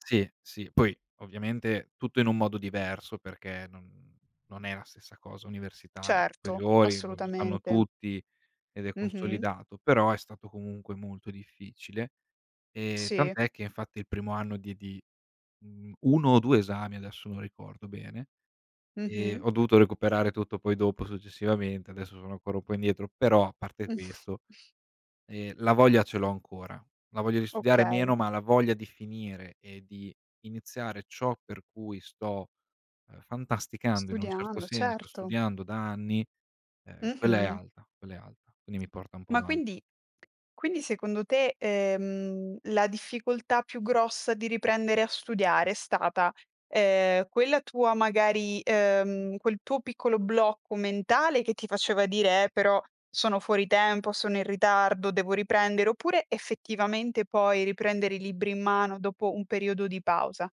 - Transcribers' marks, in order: tapping; laughing while speaking: "Mh"
- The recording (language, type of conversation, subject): Italian, podcast, Hai mai cambiato carriera e com’è andata?
- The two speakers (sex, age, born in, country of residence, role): female, 25-29, Italy, Italy, host; male, 25-29, Italy, Italy, guest